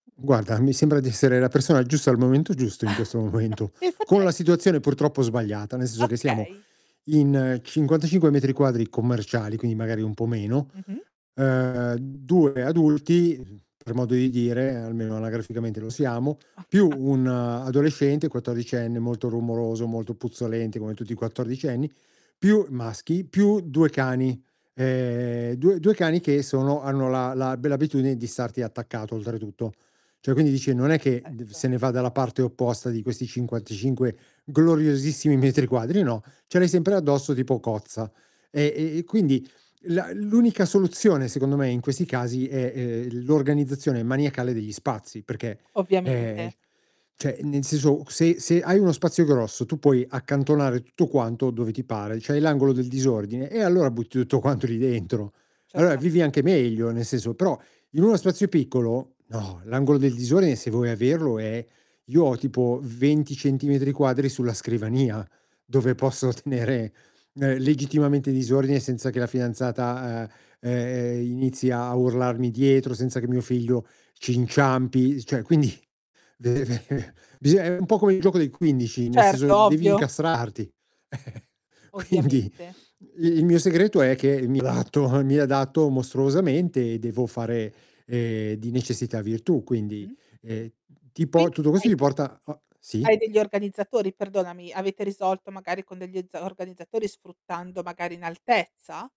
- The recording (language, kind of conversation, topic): Italian, podcast, Come organizzi lo spazio quando hai poco posto?
- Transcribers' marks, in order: other background noise; chuckle; distorted speech; tapping; "cioè" said as "ceh"; laughing while speaking: "tenere"; scoff; chuckle